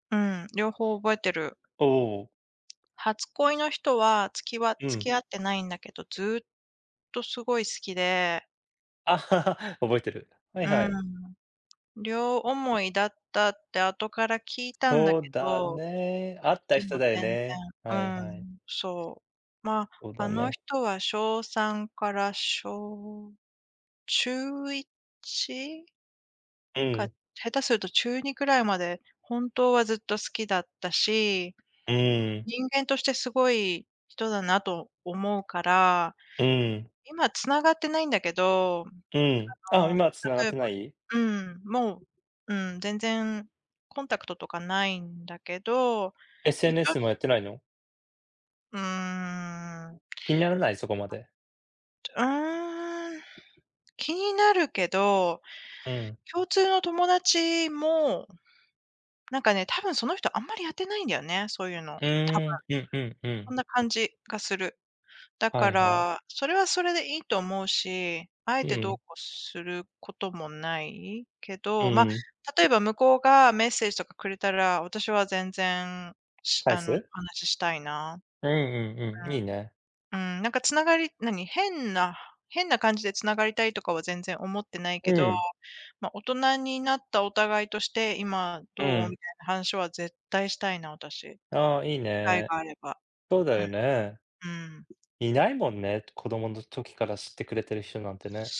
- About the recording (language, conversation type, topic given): Japanese, unstructured, 昔の恋愛を忘れられないのは普通ですか？
- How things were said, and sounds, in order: laugh; other background noise; other noise; tapping